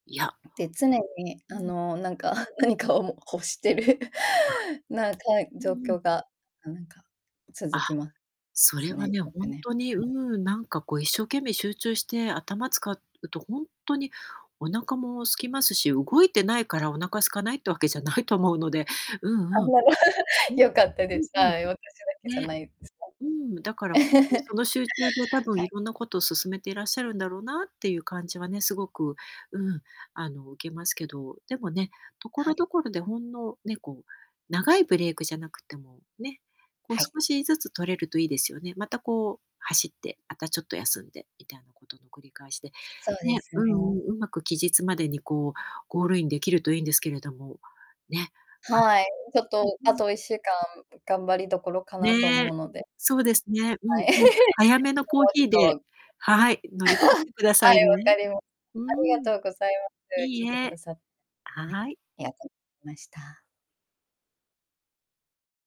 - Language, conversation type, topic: Japanese, advice, いつも疲れて集中できず仕事の効率が落ちているのは、どうすれば改善できますか？
- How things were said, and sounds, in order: distorted speech; tapping; chuckle; laughing while speaking: "何かをも欲してる"; chuckle; chuckle; chuckle; unintelligible speech; unintelligible speech; laugh